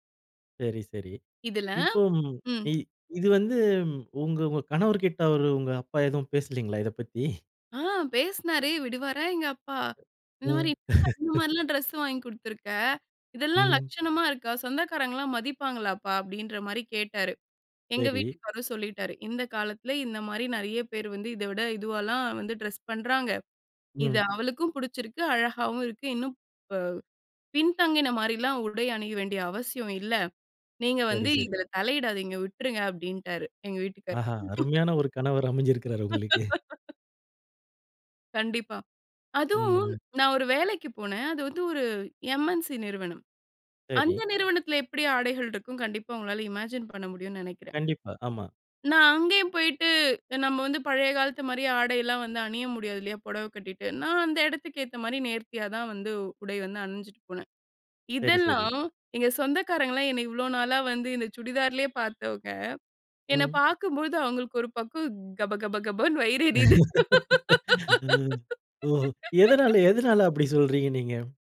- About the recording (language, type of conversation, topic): Tamil, podcast, புதிய தோற்றம் உங்கள் உறவுகளுக்கு எப்படி பாதிப்பு கொடுத்தது?
- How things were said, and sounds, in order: other noise; laugh; other background noise; laugh; horn; laugh; laugh